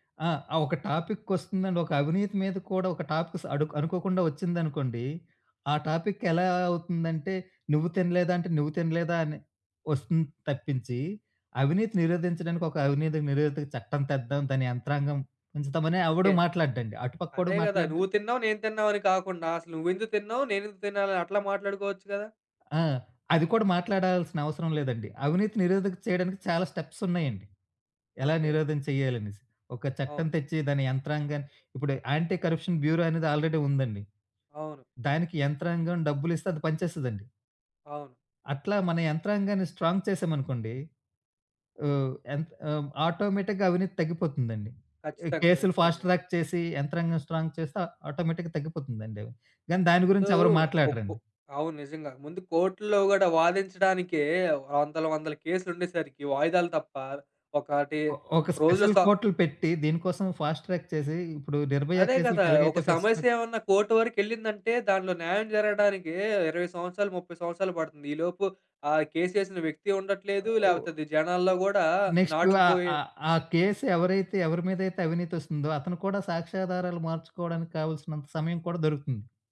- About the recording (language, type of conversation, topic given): Telugu, podcast, సమాచార భారం వల్ల నిద్ర దెబ్బతింటే మీరు దాన్ని ఎలా నియంత్రిస్తారు?
- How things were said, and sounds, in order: in English: "టాపిక్స్"; in English: "టాపిక్"; in English: "యాంటీ కరప్షన్ బ్యూరో"; in English: "ఆల్రెడీ"; in English: "స్ట్రాంగ్"; in English: "ఆటోమేటిక్‌గా"; in English: "ఫాస్ట్ ట్రాక్"; in English: "స్ట్రాంగ్"; in English: "ఆటోమేటిక్‌గా"; in English: "కోర్ట్‌లో"; in English: "స్పెషల్"; in English: "ఫాస్ట్ ట్రాక్"; in English: "ఫస్ట్ ట్రాక్"; in English: "కోర్ట్"; in English: "కేస్"; in English: "కేస్"